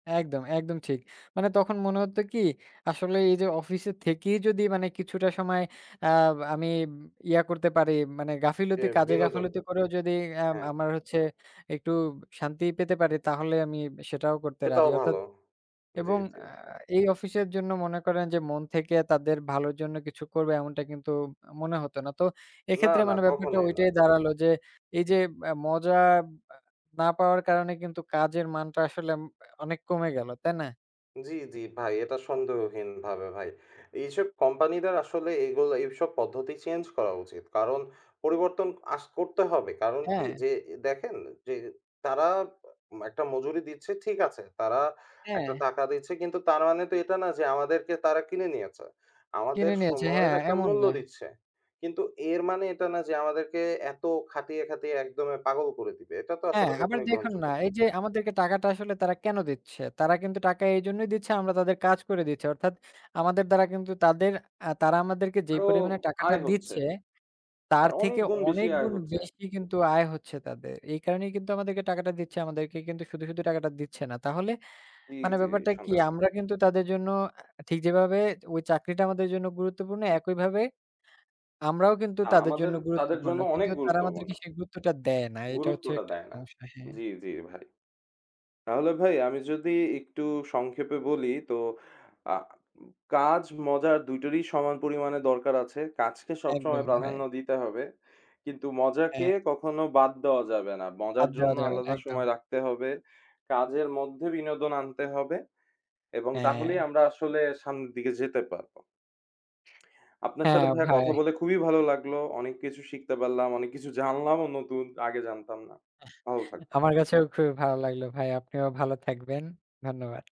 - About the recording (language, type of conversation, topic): Bengali, unstructured, তুমি কীভাবে সিদ্ধান্ত নাও—কাজ আগে করবে, না মজা আগে?
- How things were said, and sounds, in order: tapping; other background noise; chuckle